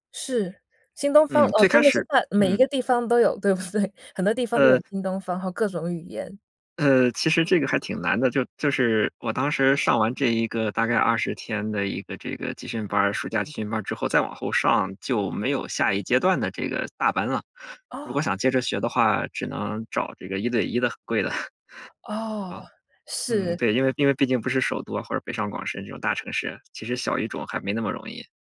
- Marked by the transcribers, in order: laughing while speaking: "不对？"; surprised: "哦"; laugh
- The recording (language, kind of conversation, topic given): Chinese, podcast, 你能跟我们讲讲你的学习之路吗？
- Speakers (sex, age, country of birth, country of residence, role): female, 35-39, China, United States, host; male, 35-39, China, Germany, guest